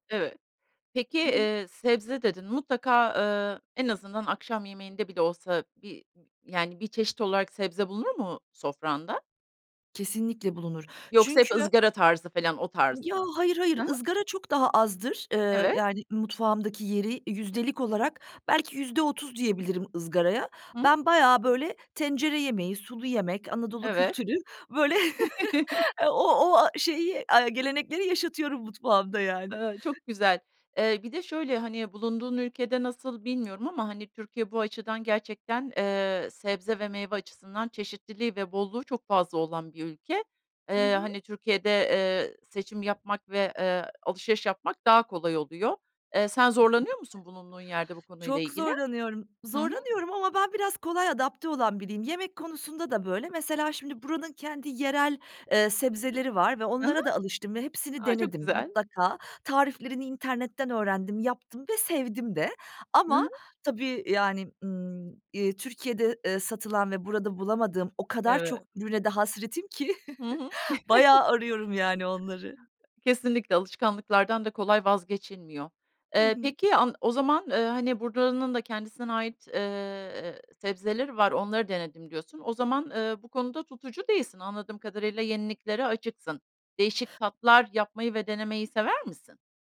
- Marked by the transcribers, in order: other background noise; chuckle; chuckle; "buranın" said as "burdaanın"
- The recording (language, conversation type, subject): Turkish, podcast, Yemek yaparken nelere dikkat edersin ve genelde nasıl bir rutinin var?